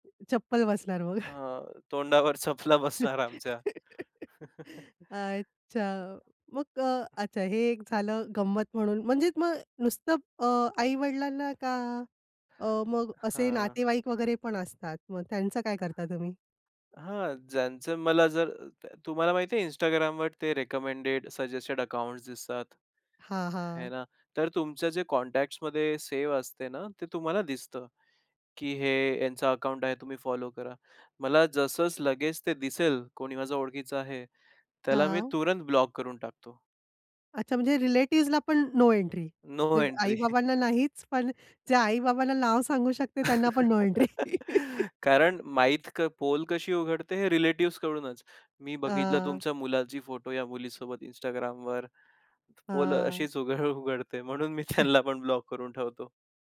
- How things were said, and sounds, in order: tapping; laugh; chuckle; other background noise; other noise; in English: "कॉन्टॅक्ट्समध्ये"; chuckle; laugh; laughing while speaking: "मी त्यांना पण ब्लॉक करून ठेवतो"
- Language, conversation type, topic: Marathi, podcast, तुम्ही ऑनलाइन आणि प्रत्यक्ष आयुष्यातील व्यक्तिमत्त्वात ताळमेळ कसा साधता?